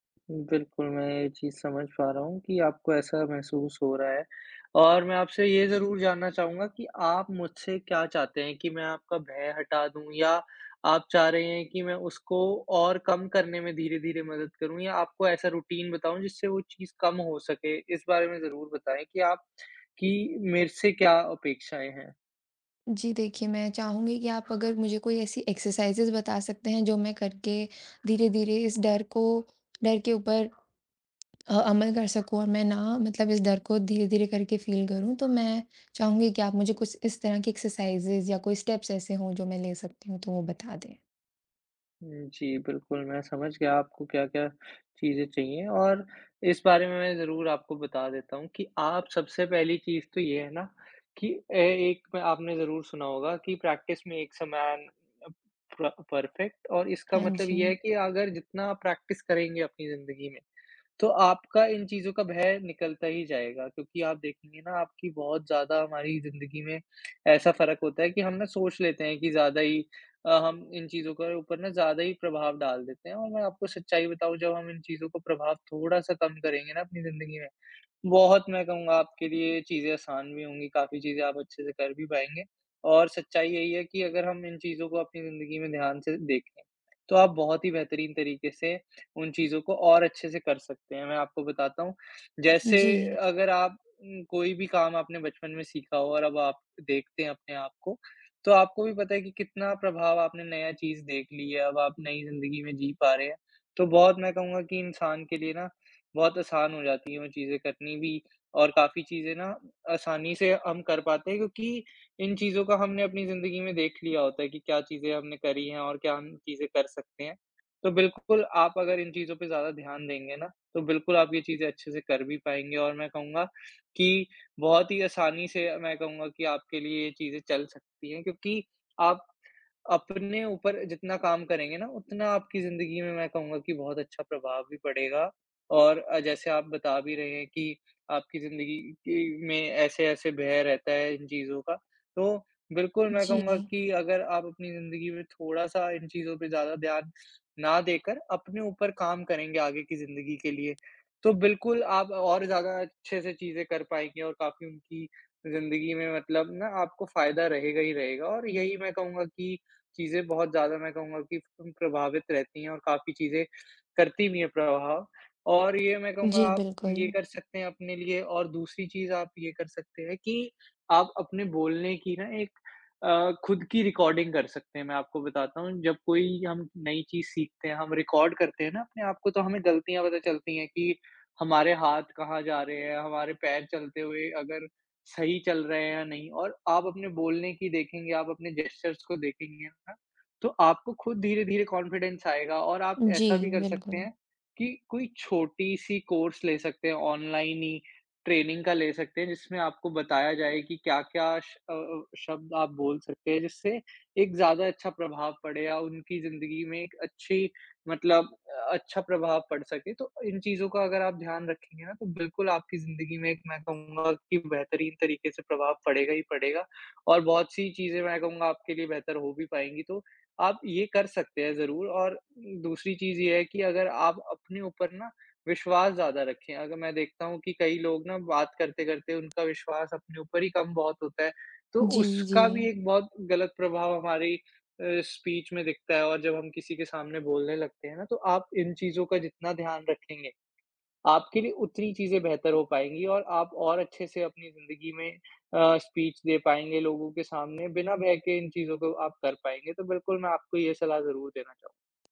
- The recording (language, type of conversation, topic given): Hindi, advice, सार्वजनिक रूप से बोलने का भय
- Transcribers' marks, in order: in English: "रूटीन"; in English: "एक्सरसाइज़िज़"; in English: "फील"; in English: "एक्सरसाइज़िज़"; in English: "स्टेप्स"; in English: "प्रैक्टिस मैक्स अ मैन अ प परफेक्ट"; in English: "प्रैक्टिस"; tapping; in English: "रिकॉर्ड"; in English: "जेस्चर्स"; in English: "कॉन्फिडेंस"; in English: "ट्रेनिंग"; in English: "स्पीच"; in English: "स्पीच"